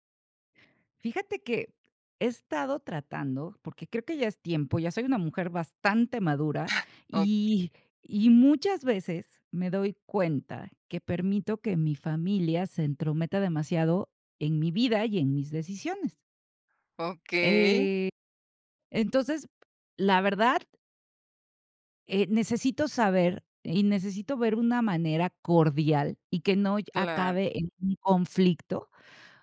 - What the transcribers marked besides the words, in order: chuckle
- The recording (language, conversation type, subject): Spanish, advice, ¿Cómo puedo establecer límites emocionales con mi familia o mi pareja?